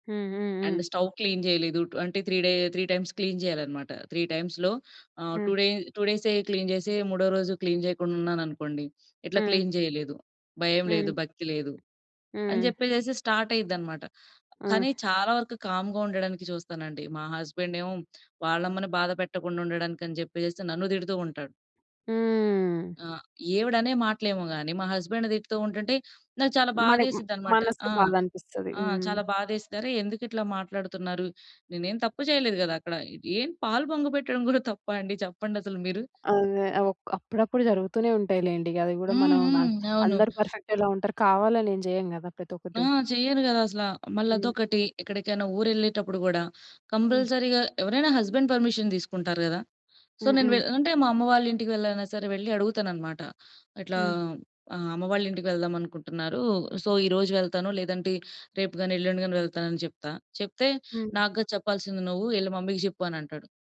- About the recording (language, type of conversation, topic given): Telugu, podcast, మామగారు లేదా అత్తగారితో సమస్యలు వస్తే వాటిని గౌరవంగా ఎలా పరిష్కరించాలి?
- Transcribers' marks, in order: in English: "అండ్ స్టవ్ క్లీన్"; in English: "త్రీ డే త్రీటైమ్స్ క్లీన్"; in English: "త్రీ టైమ్స్‌లో"; in English: "టూ డే టూ"; in English: "క్లీన్"; in English: "క్లీన్"; in English: "క్లీన్"; tapping; in English: "స్టార్ట్"; in English: "కామ్‌గా"; in English: "హస్బెండ్"; other background noise; in English: "కంపల్సరీగా"; in English: "హస్బెండ్ పర్మిషన్"; in English: "సో"; in English: "సో"; in English: "మమ్మీ‌కి"